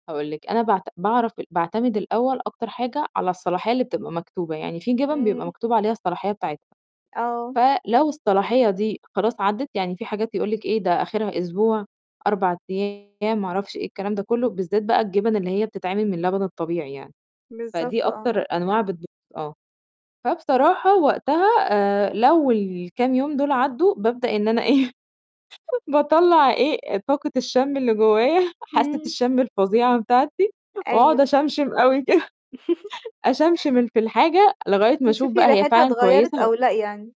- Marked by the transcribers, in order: distorted speech; laughing while speaking: "بابدأ إن أنا إيه؟ باطلّع … أشَمْشِم أوي كده"; giggle; chuckle; giggle
- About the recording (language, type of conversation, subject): Arabic, podcast, إزاي تنظّم الثلاجة وتحافظ على صلاحية الأكل؟